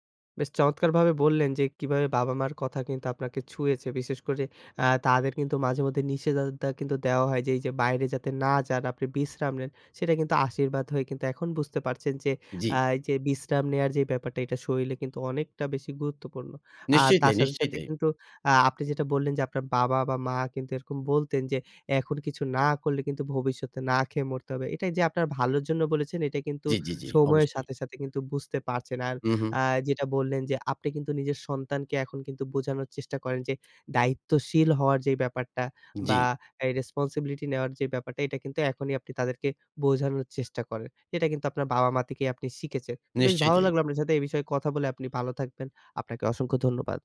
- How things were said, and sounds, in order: horn; "নিষেধাজ্ঞা" said as "নিষেদাদদা"; "শরীরে" said as "শরীলে"; other background noise; in English: "রেসপনসিবিলিটি"; "থেকে" said as "তিকে"
- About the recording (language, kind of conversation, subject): Bengali, podcast, কোন মা-বাবার কথা এখন আপনাকে বেশি ছুঁয়ে যায়?